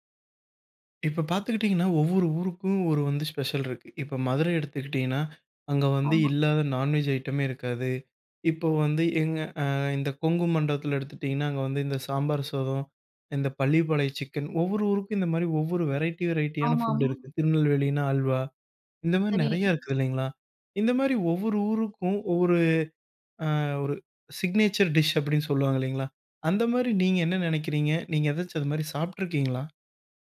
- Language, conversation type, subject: Tamil, podcast, ஒரு ஊரின் உணவுப் பண்பாடு பற்றி உங்கள் கருத்து என்ன?
- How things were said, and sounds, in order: "சாதம்" said as "சோதம்"; in English: "வெரைட்டி வெரைட்டி"; in English: "சிக்னேச்சர் டிஷ்"